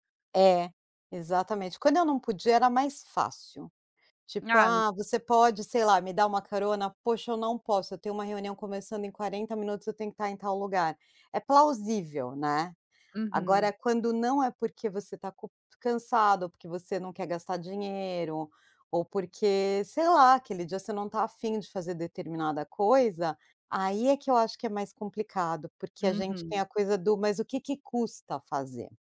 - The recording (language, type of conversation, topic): Portuguese, podcast, O que te ajuda a dizer não sem culpa?
- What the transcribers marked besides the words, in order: none